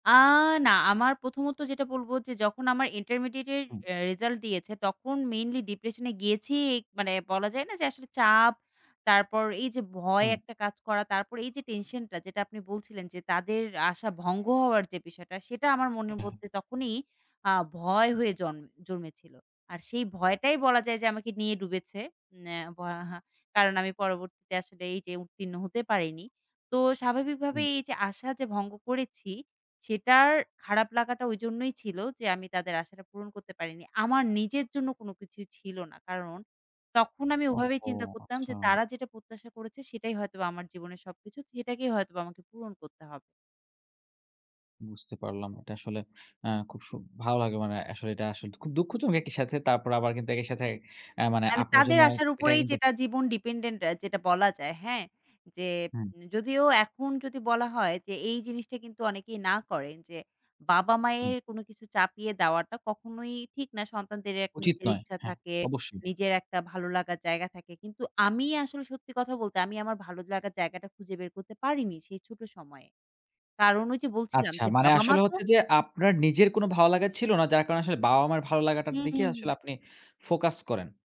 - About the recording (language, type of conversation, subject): Bengali, podcast, বাবা-মায়ের আশা আপনার জীবনে কীভাবে প্রভাব ফেলে?
- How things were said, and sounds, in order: in English: "mainly depression"; other background noise; chuckle; blowing